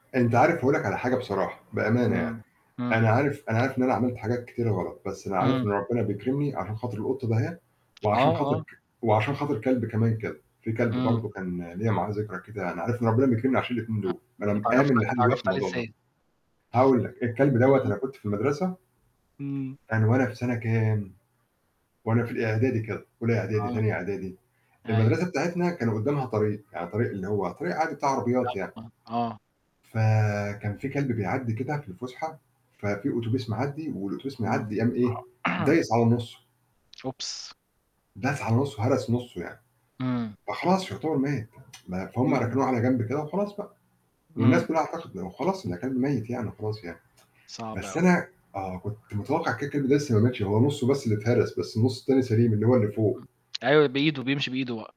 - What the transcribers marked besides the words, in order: static; tapping; other noise; other background noise; throat clearing; tsk
- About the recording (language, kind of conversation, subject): Arabic, unstructured, هل إنت شايف إن تربية الحيوانات الأليفة بتساعد الواحد يتعلم المسؤولية؟